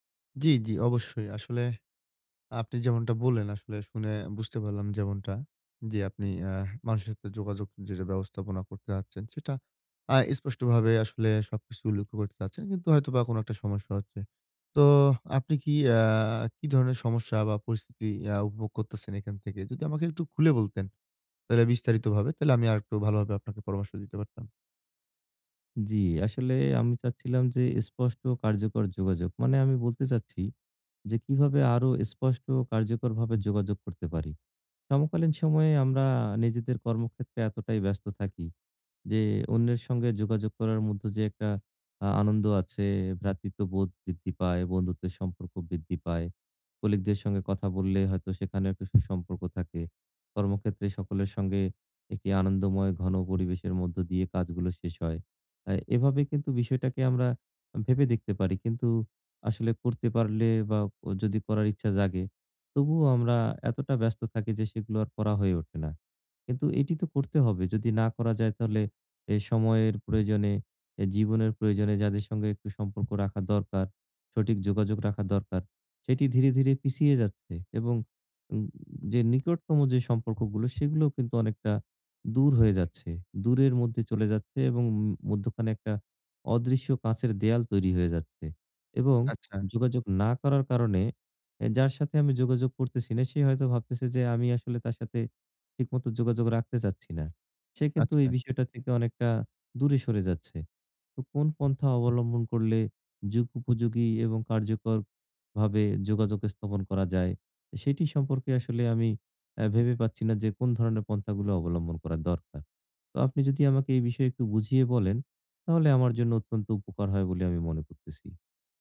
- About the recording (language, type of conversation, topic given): Bengali, advice, আমি কীভাবে আরও স্পষ্ট ও কার্যকরভাবে যোগাযোগ করতে পারি?
- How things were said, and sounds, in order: tapping